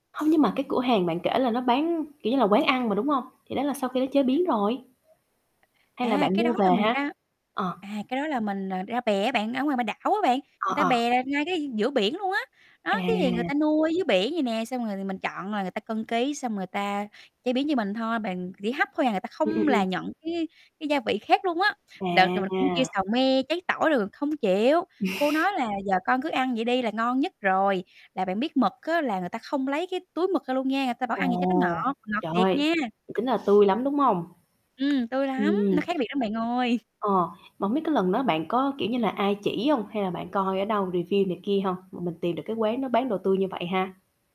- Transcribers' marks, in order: static; other background noise; tapping; chuckle; in English: "review"
- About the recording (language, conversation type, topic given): Vietnamese, podcast, Bí quyết của bạn để mua thực phẩm tươi ngon là gì?